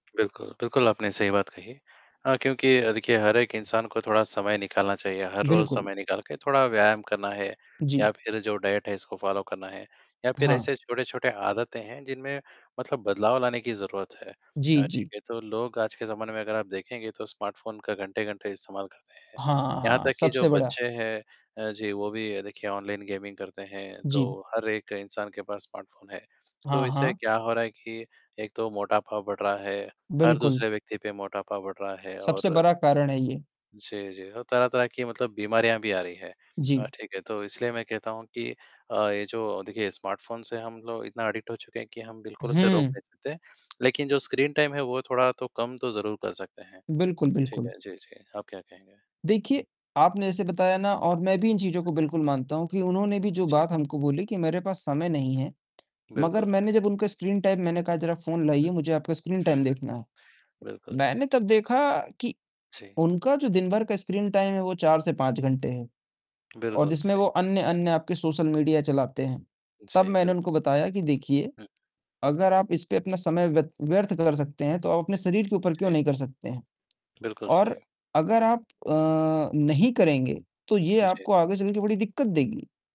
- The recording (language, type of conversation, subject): Hindi, unstructured, क्या मोटापा आज के समय की सबसे बड़ी स्वास्थ्य चुनौती है?
- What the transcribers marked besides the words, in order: static; tapping; in English: "डाइट"; in English: "फ़ॉलो"; in English: "स्मार्टफ़ोन"; in English: "गेमिंग"; in English: "स्मार्टफ़ोन"; in English: "स्मार्टफ़ोन"; in English: "अडिक्ट"; distorted speech; in English: "स्क्रीनटाइम"; in English: "स्क्रीनटाइम"; in English: "स्क्रीनटाइम"; in English: "स्क्रीनटाइम"